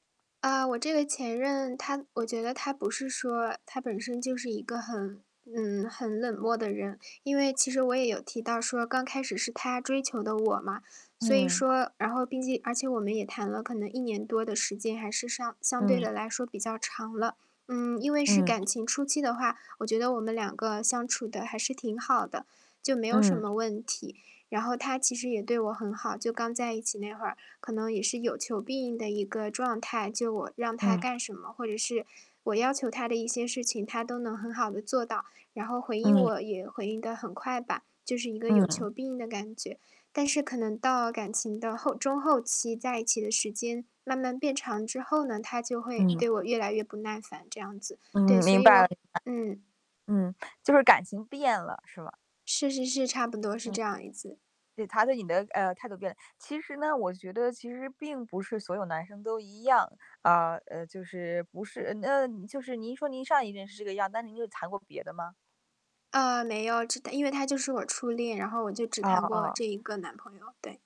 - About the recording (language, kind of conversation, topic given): Chinese, advice, 我害怕再次受伤而不敢开始一段新关系，该怎么办？
- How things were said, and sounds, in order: static; distorted speech; other background noise; other noise; "一次" said as "一字"